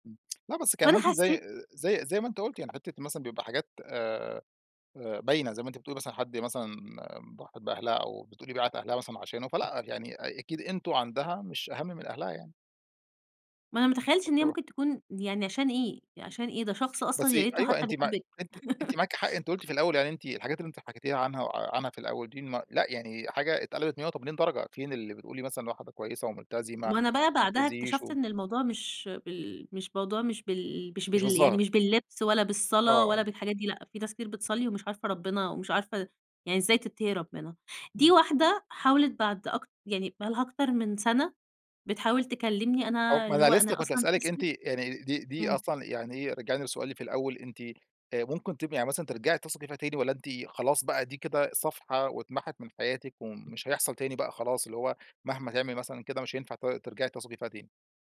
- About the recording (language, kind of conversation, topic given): Arabic, podcast, إزاي ممكن تبني الثقة من جديد بعد مشكلة؟
- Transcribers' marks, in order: tsk; unintelligible speech; tapping; laugh